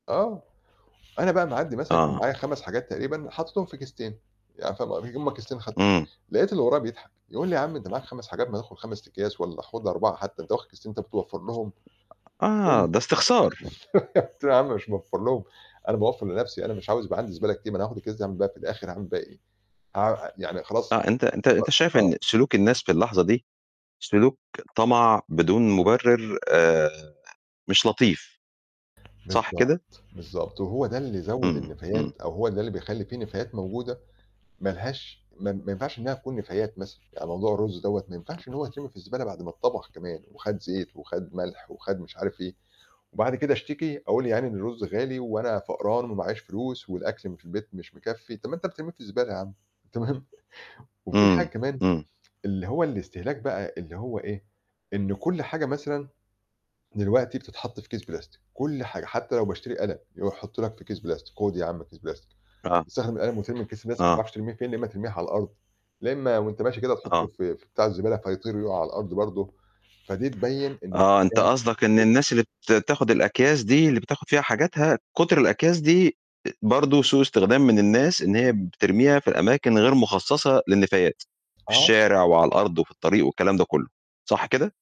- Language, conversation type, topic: Arabic, podcast, إيه عاداتك اليومية اللي بتعملها عشان تقلّل الزبالة؟
- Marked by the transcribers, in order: static; other background noise; unintelligible speech; chuckle; laughing while speaking: "تمام؟"; unintelligible speech